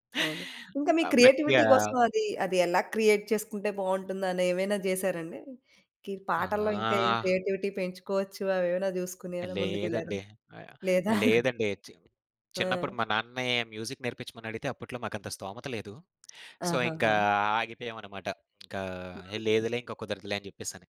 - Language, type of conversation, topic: Telugu, podcast, నువ్వు ఒక పాటను ఎందుకు ఆపకుండా మళ్లీ మళ్లీ వింటావు?
- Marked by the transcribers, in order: in English: "క్రియేటివిటీ"; other background noise; in English: "క్రియేట్"; drawn out: "ఆహా!"; in English: "క్రియేటివిటీ"; giggle; in English: "మ్యూజిక్"; in English: "సో"; other noise